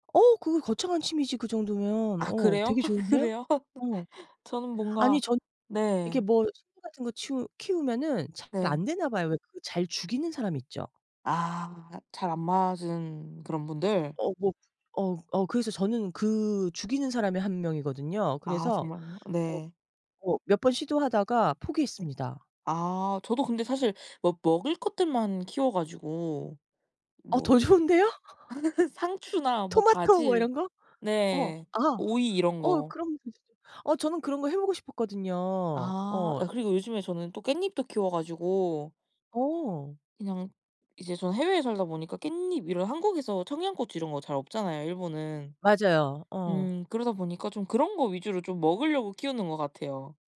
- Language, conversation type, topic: Korean, unstructured, 요즘 취미로 무엇을 즐기고 있나요?
- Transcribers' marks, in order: laugh; laughing while speaking: "그래요?"; laugh; other background noise; laughing while speaking: "더 좋은데요?"; laugh